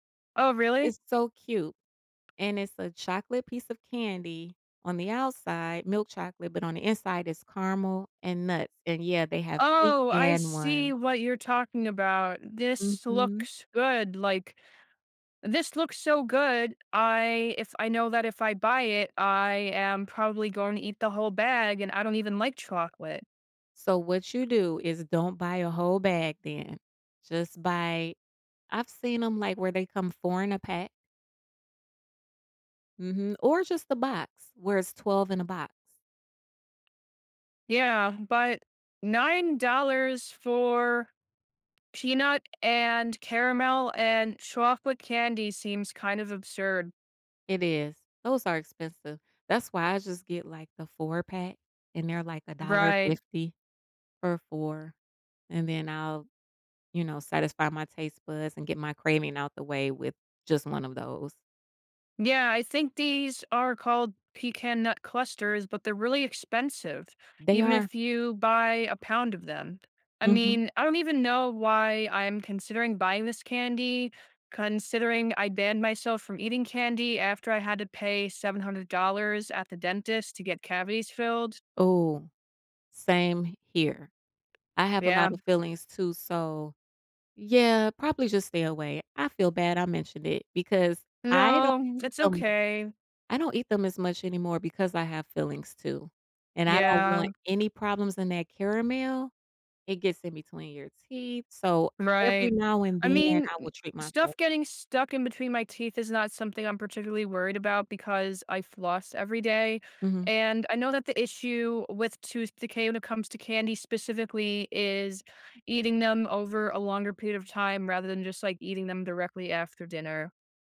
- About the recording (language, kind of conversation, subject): English, unstructured, How do I balance tasty food and health, which small trade-offs matter?
- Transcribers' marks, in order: tapping; other background noise